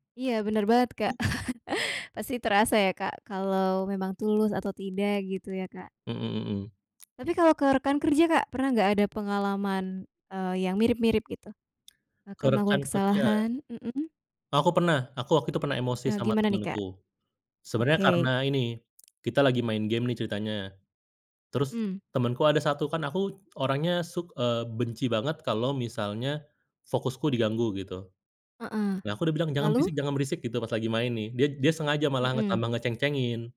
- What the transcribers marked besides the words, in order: other background noise; laugh; tapping
- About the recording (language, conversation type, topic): Indonesian, podcast, Bagaimana cara Anda meminta maaf dengan tulus?
- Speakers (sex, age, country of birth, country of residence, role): female, 25-29, Indonesia, Indonesia, host; male, 30-34, Indonesia, Indonesia, guest